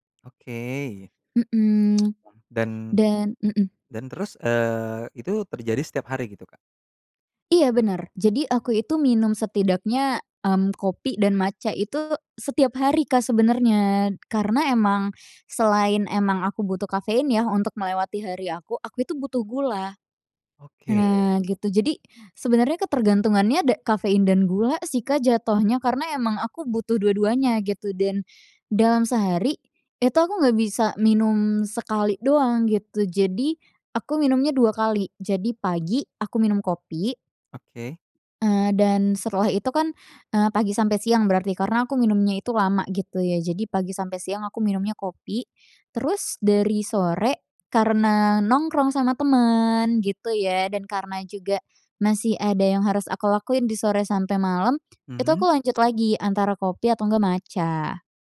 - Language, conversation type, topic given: Indonesian, advice, Bagaimana cara berhenti atau mengurangi konsumsi kafein atau alkohol yang mengganggu pola tidur saya meski saya kesulitan?
- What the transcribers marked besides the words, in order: tapping; other background noise